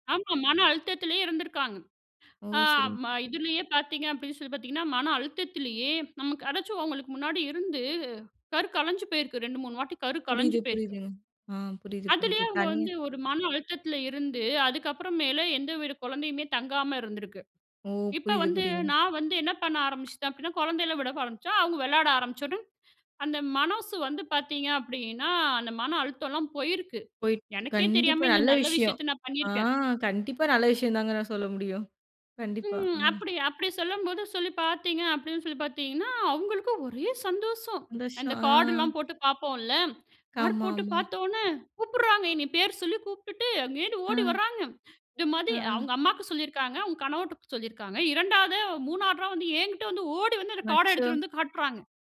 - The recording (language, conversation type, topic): Tamil, podcast, உங்கள் ஊரில் நடந்த மறக்க முடியாத ஒரு சந்திப்பு அல்லது நட்புக் கதையைச் சொல்ல முடியுமா?
- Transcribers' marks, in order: joyful: "அவங்களுக்கு ஒரே சந்தோஷம். அந்தக் கார்டுலாம் … அங்கேருந்து ஓடி வர்றாங்க"; drawn out: "ஆ"